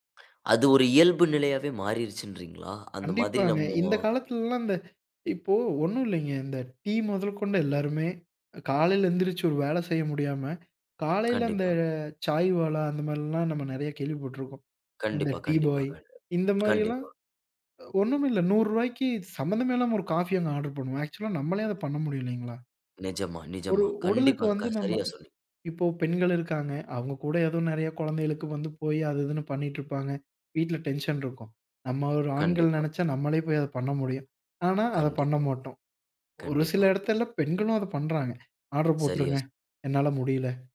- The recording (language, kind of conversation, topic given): Tamil, podcast, காலையில் கிடைக்கும் ஒரு மணி நேரத்தை நீங்கள் எப்படிப் பயனுள்ளதாகச் செலவிடுவீர்கள்?
- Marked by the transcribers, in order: in Hindi: "சாய்வாலா"